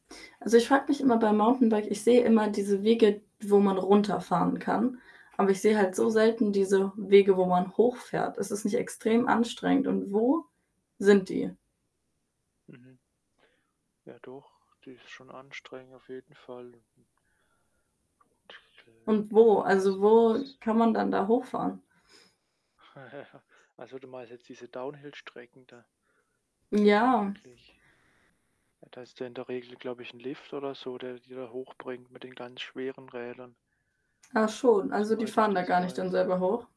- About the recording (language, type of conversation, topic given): German, unstructured, Was machst du, wenn du extra Geld bekommst?
- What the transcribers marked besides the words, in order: static; other background noise; distorted speech; chuckle; laughing while speaking: "Ja"